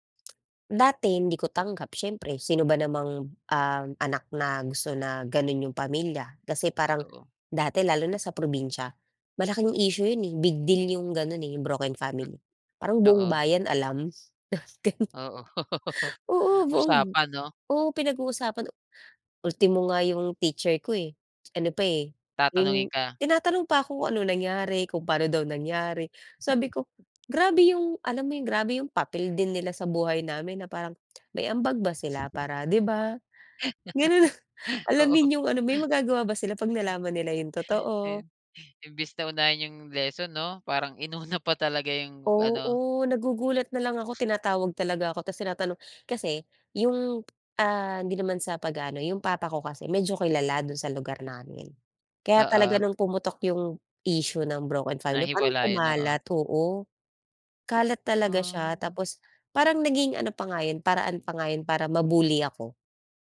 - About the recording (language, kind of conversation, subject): Filipino, podcast, Ano ang naging papel ng pamilya mo sa mga pagbabagong pinagdaanan mo?
- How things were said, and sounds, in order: other background noise; tapping; laugh; laughing while speaking: "Gano'n. Oo, buong"; gasp; wind; laughing while speaking: "Ganun na"; laughing while speaking: "Oo"